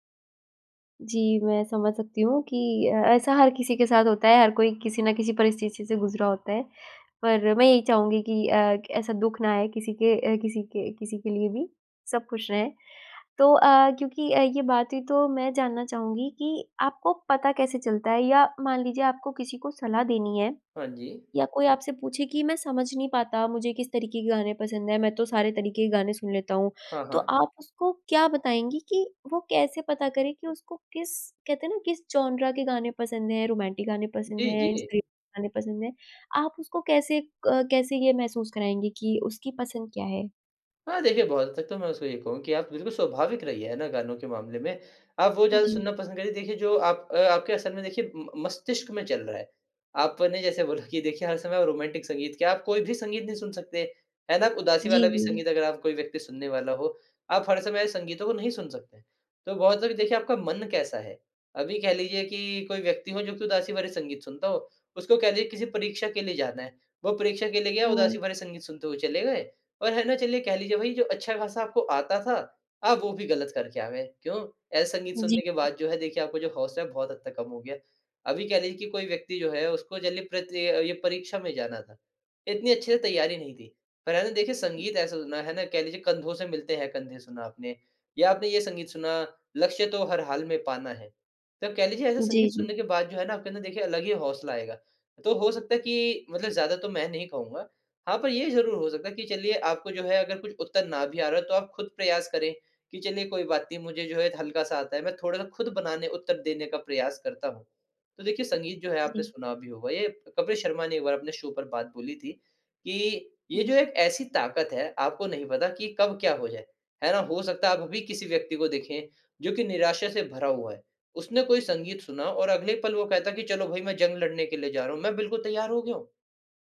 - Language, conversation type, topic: Hindi, podcast, कौन-सा गाना आपको किसी की याद दिलाता है?
- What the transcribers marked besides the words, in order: "जॉनरा" said as "चौनरा"; in English: "रोमांटिक"; unintelligible speech; in English: "रोमांटिक"